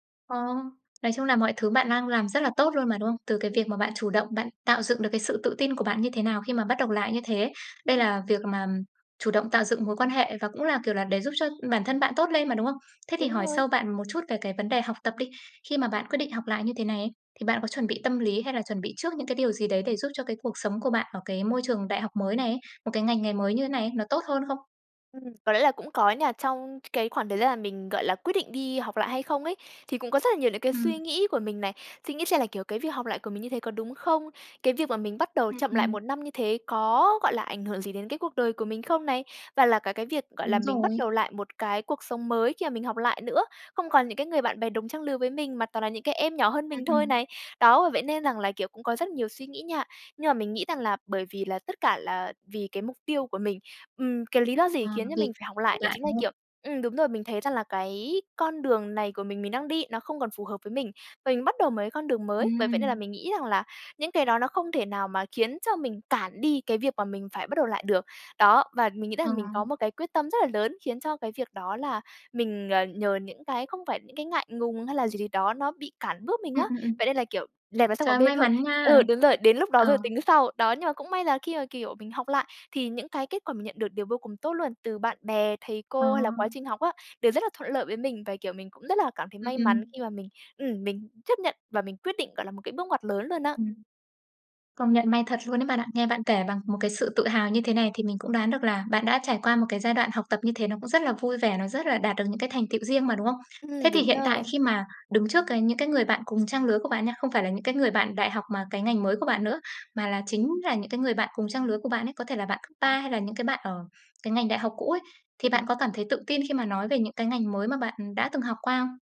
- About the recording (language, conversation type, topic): Vietnamese, podcast, Bạn có cách nào để bớt ngại hoặc xấu hổ khi phải học lại trước mặt người khác?
- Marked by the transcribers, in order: tapping; unintelligible speech; unintelligible speech; other background noise; unintelligible speech